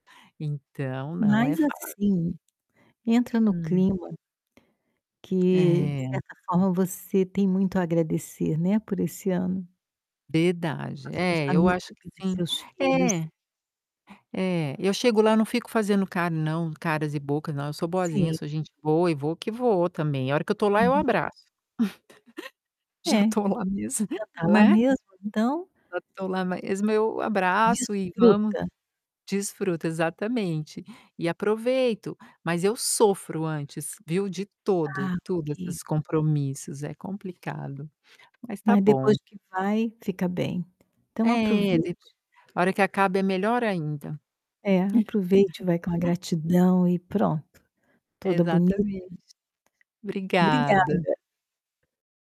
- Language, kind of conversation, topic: Portuguese, advice, Como posso lidar com a pressão para aceitar convites sociais quando estou cansado?
- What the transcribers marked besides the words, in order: distorted speech; tapping; unintelligible speech; static; laugh; laughing while speaking: "Já tô lá mesmo"; chuckle; "mesmo" said as "maesmo"; other background noise; laugh; unintelligible speech